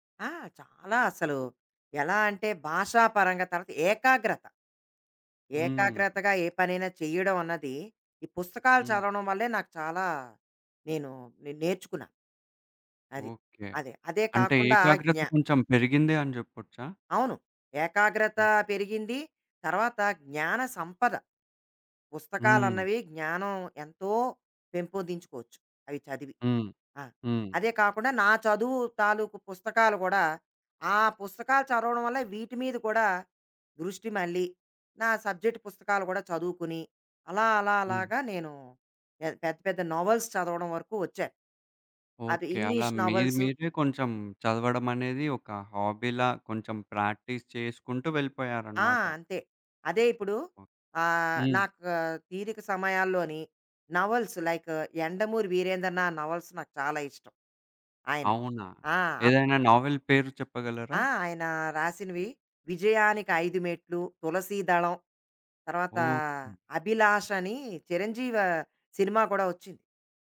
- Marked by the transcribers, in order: in English: "సబ్జెక్ట్"; in English: "నోవల్స్"; in English: "హాబీలా"; in English: "ప్రాక్టీస్"; other background noise; in English: "నావల్స్ లైక్"; in English: "నవల్స్"; in English: "నావెల్"
- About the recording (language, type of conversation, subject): Telugu, podcast, నీ మొదటి హాబీ ఎలా మొదలయ్యింది?